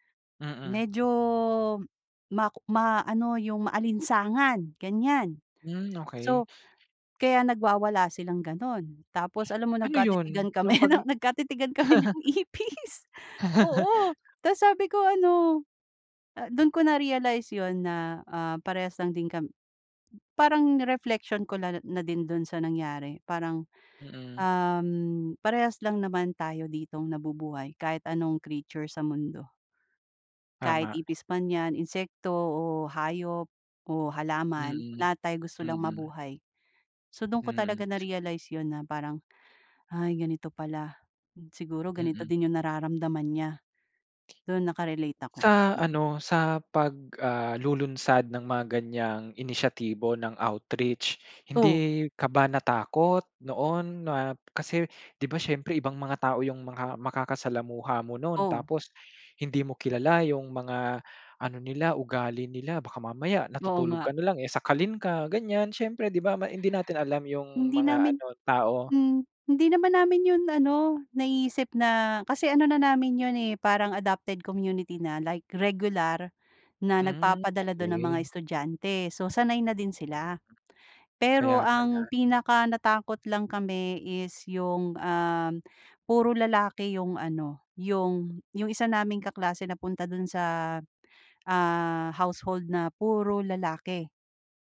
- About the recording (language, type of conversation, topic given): Filipino, podcast, Ano ang pinaka-nakakagulat na kabutihang-loob na naranasan mo sa ibang lugar?
- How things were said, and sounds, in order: stressed: "maalinsangan ganyan"; chuckle; laughing while speaking: "kami ng ipis"; chuckle; tapping